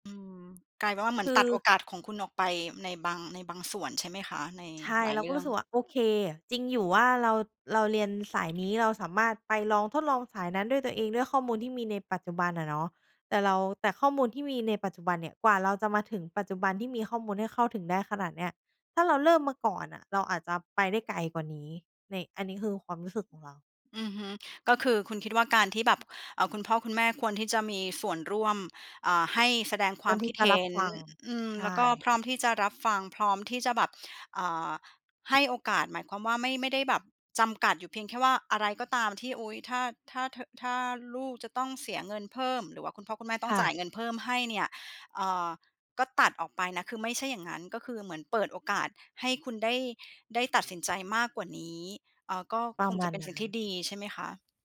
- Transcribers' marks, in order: tapping
- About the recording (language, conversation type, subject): Thai, podcast, มุมมองของพ่อแม่ส่งผลต่อการเรียนของคุณอย่างไรบ้าง?